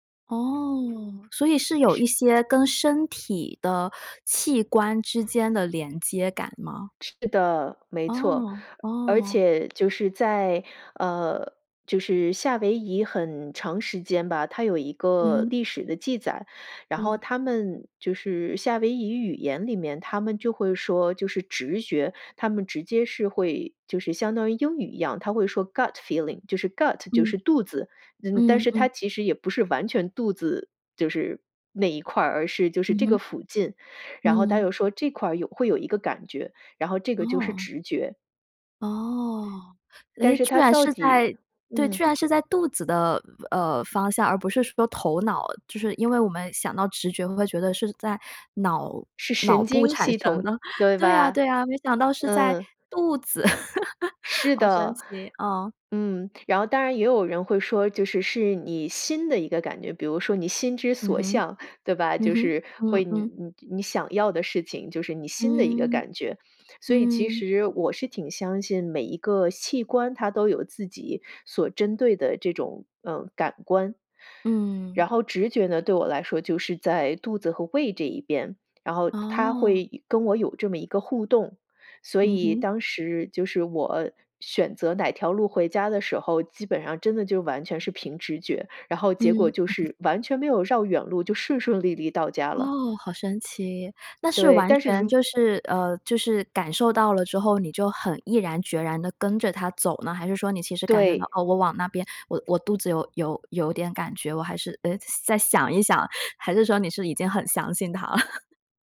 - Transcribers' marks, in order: other background noise; in English: "gut feeling"; in English: "gut"; joyful: "产生的，对啊，对啊"; laughing while speaking: "肚子"; laugh; laughing while speaking: "再想一想？还是说你是已经很相信它了？"
- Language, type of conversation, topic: Chinese, podcast, 当直觉与逻辑发生冲突时，你会如何做出选择？